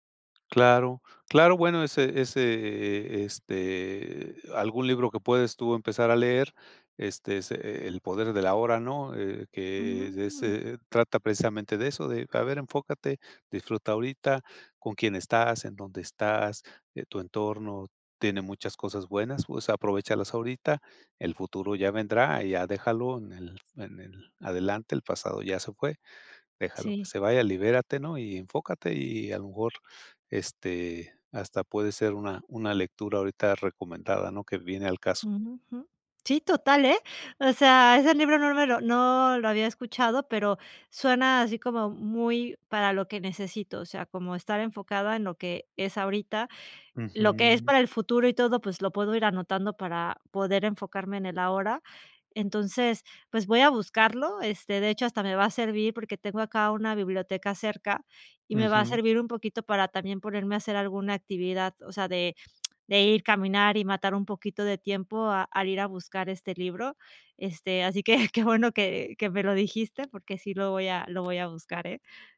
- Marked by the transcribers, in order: other noise; laughing while speaking: "que qué bueno"
- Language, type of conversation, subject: Spanish, advice, ¿Por qué me cuesta relajarme y desconectar?